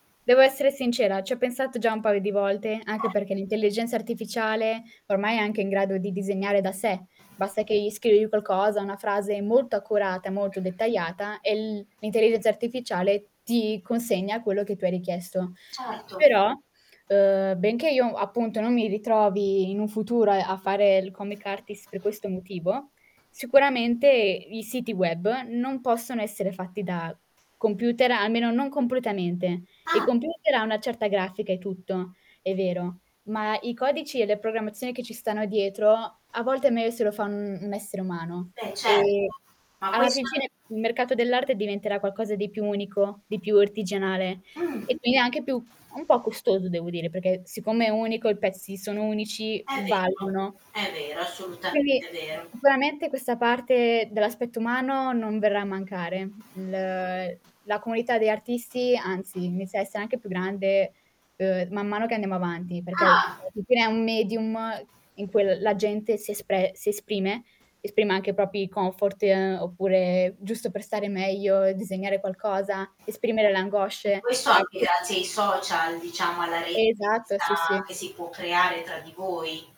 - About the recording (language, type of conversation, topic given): Italian, podcast, Come trasformi un’esperienza personale in qualcosa di creativo?
- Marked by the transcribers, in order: distorted speech; mechanical hum; other background noise; static; tapping; in English: "comic artist"; "artigianale" said as "ortigianale"; "propri" said as "propi"; unintelligible speech